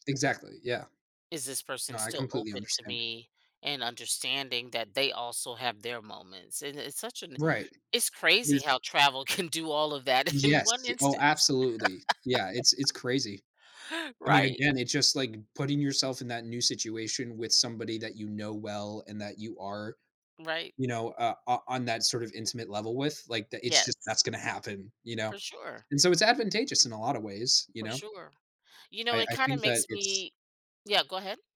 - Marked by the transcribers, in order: laughing while speaking: "can"; laughing while speaking: "in"; laugh; tapping
- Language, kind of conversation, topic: English, unstructured, How do shared travel challenges impact the way couples grow together over time?
- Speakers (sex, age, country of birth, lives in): female, 55-59, United States, United States; male, 20-24, United States, United States